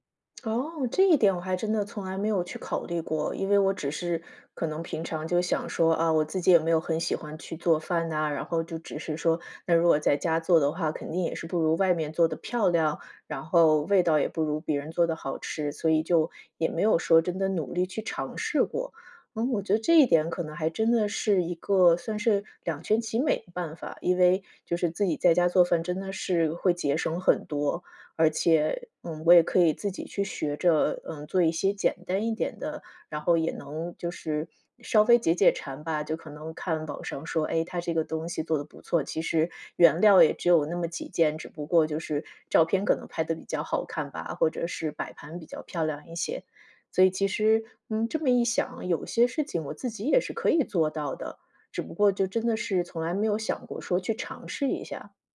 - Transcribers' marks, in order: other background noise; tapping
- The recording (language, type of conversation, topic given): Chinese, advice, 你为什么会对曾经喜欢的爱好失去兴趣和动力？